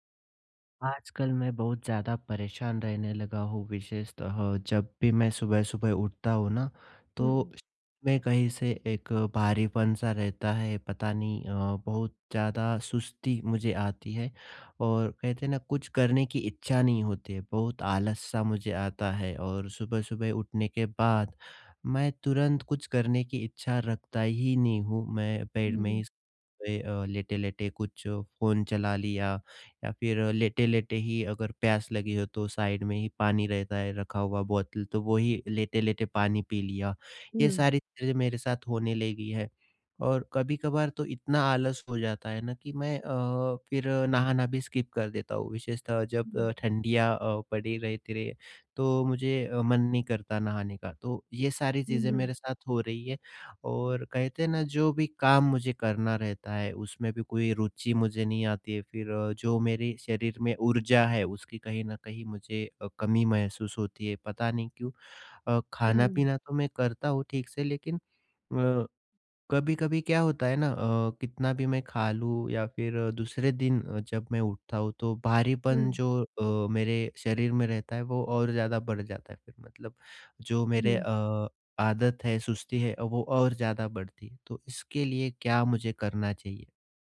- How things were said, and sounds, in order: other background noise; tapping; in English: "साइड"; in English: "स्किप"
- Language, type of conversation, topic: Hindi, advice, मैं दिनभर कम ऊर्जा और सुस्ती क्यों महसूस कर रहा/रही हूँ?